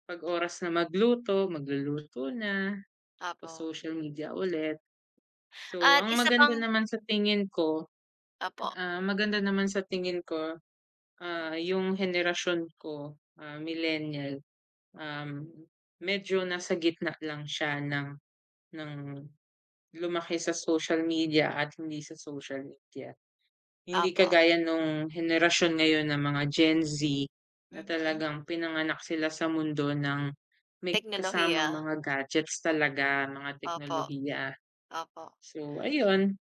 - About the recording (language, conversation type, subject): Filipino, unstructured, Paano mo pinamamahalaan ang oras mo sa midyang panlipunan nang hindi naaapektuhan ang iyong produktibidad?
- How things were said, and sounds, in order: other background noise; tapping